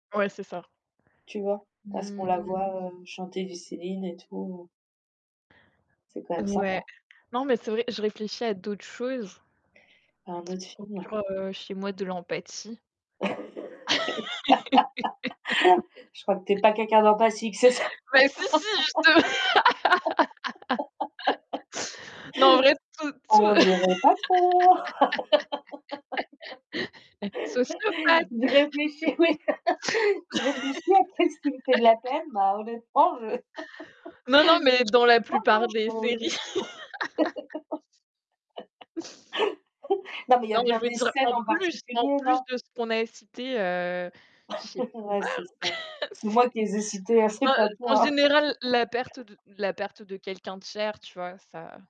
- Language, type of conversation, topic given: French, unstructured, Quel film vous a fait ressentir le plus d’empathie pour des personnages en difficulté ?
- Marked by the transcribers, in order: static; distorted speech; tapping; laugh; laughing while speaking: "Mais si, si, je te non, en vrai, tout tout"; laughing while speaking: "C'est ça ?"; laugh; drawn out: "dirait"; laugh; laughing while speaking: "Je réfléchis, oui ! Je réfléchis … de la peine ?"; laugh; laugh; laugh; chuckle; laugh